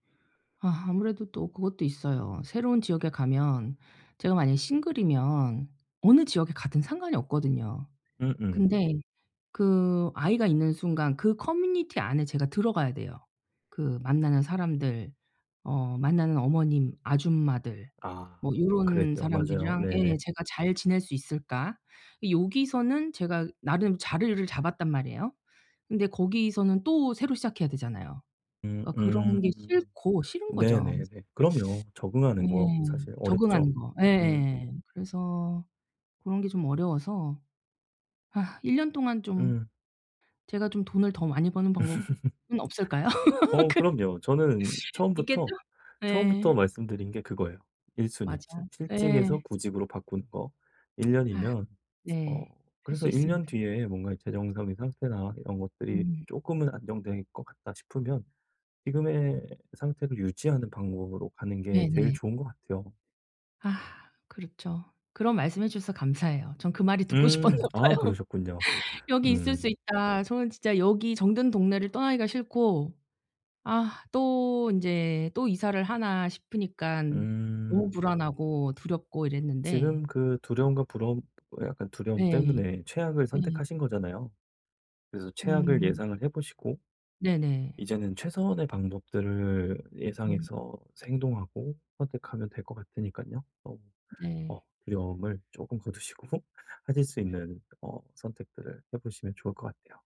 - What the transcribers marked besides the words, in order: teeth sucking; laugh; laugh; tsk; sigh; laughing while speaking: "싶었나 봐요"; tapping; laughing while speaking: "거두시고"; other background noise
- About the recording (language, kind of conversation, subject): Korean, advice, 결정한 일에 완전히 헌신하기 위해 두려움과 불안을 어떻게 극복할 수 있을까요?